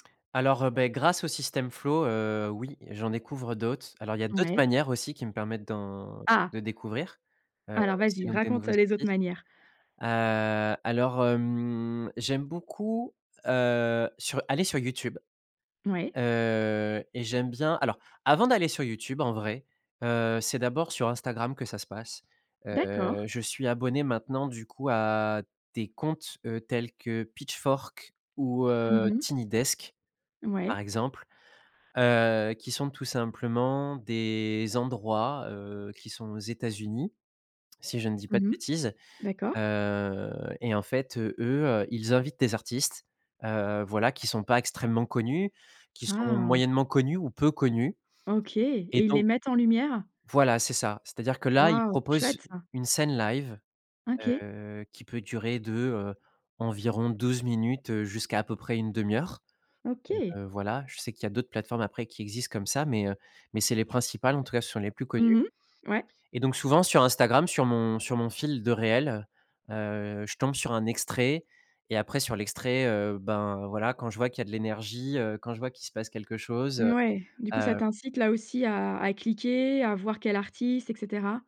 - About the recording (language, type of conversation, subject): French, podcast, Comment trouvez-vous de nouvelles musiques en ce moment ?
- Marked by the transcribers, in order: in English: "system flow"; unintelligible speech